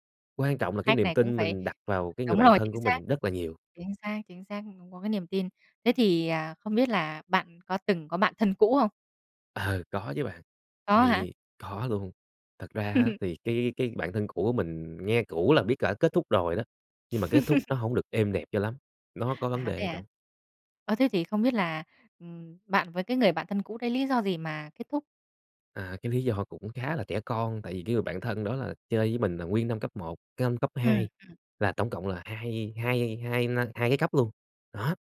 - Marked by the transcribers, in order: other background noise; laugh; laugh; tapping
- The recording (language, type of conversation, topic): Vietnamese, podcast, Theo bạn, thế nào là một người bạn thân?